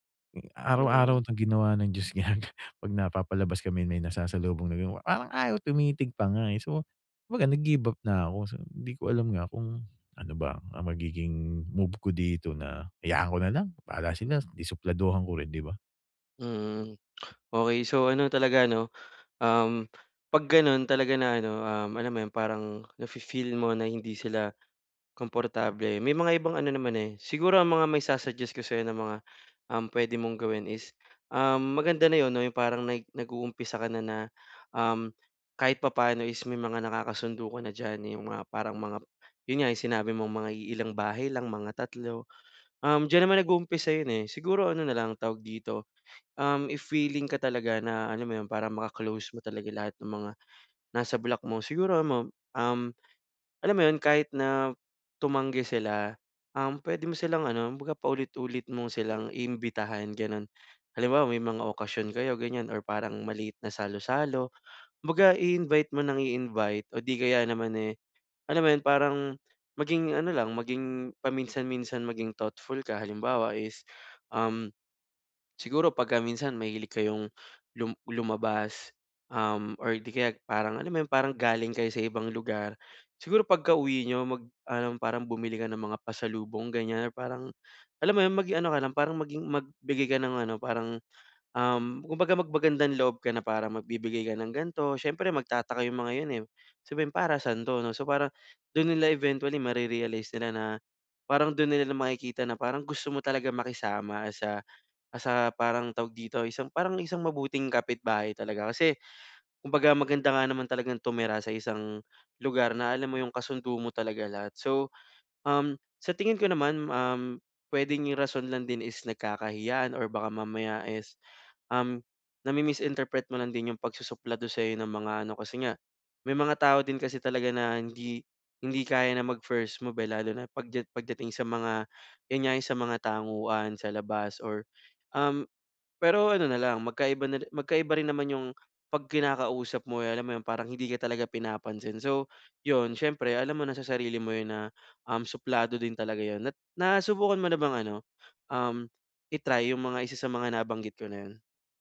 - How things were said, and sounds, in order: laughing while speaking: "ginag"
- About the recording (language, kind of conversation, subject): Filipino, advice, Paano ako makagagawa ng makabuluhang ambag sa komunidad?